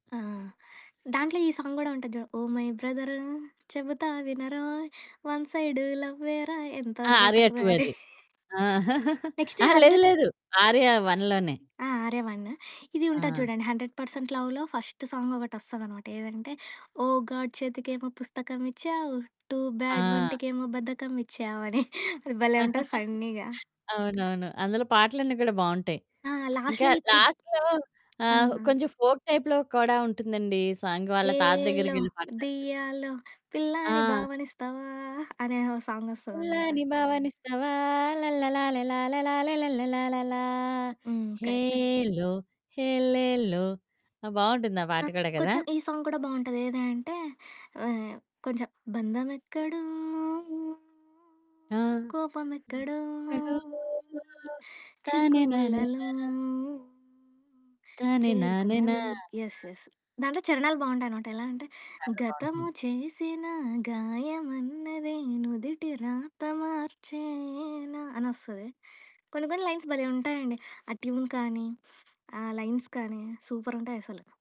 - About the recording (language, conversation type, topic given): Telugu, podcast, ప్లేలిస్ట్‌లో పాత పాటలు, కొత్త పాటలను మీరు ఎలా సమతుల్యం చేస్తారు?
- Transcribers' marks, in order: static; in English: "సాంగ్"; singing: "ఓ! మై బ్రదరు, చెబుతా వినరో, వన్ సైడు లవ్వేరా ఎంతో బెటరు"; in English: "ఓ! మై"; in English: "వన్"; chuckle; giggle; other background noise; in English: "హండ్రెడ్"; in English: "వన్‌లోనే"; in English: "ఫస్ట్"; singing: "ఓ! గాడ్ చేతికేమో పుస్తకమిచ్చావు, టూ బ్యాడ్ వంటికేమో బద్ధకమిచ్చావు"; in English: "ఓ! గాడ్"; in English: "టూ బ్యాడ్"; giggle; chuckle; in English: "ఫన్నీగా"; distorted speech; in English: "లాస్ట్‌లో"; in English: "లాస్ట్‌లో"; in English: "ఫోక్ టైప్‌లో"; in English: "సాంగ్"; singing: "ఏ‌లో, దియ్యాలో, పిల్లాని భావనిస్తావా?"; singing: "పిల్లా నీ భావనిస్తావా ల్లల్లలాలేలాలేలాలేల్లల్లలాలాలా హెల్లో, హెలేల్లో"; in English: "కరెక్ట్"; in English: "సాంగ్"; singing: "బంధమెక్కడో, కోపమెక్కడో, చిక్కుముల్లలో"; singing: "బంధమెక్కడో, కోపమెక్కడో, చిక్కుముల్లలో"; background speech; singing: "ఎక్కడో తనేనానేనా"; singing: "ఎక్కడో"; in English: "యెస్. యెస్"; singing: "తనేనానేనా"; singing: "తనేనానేనా"; singing: "గతము చేసిన గాయమన్నది, నుదిటి రాత మార్చేన"; in English: "లైన్స్"; in English: "ట్యూన్"; in English: "లైన్స్"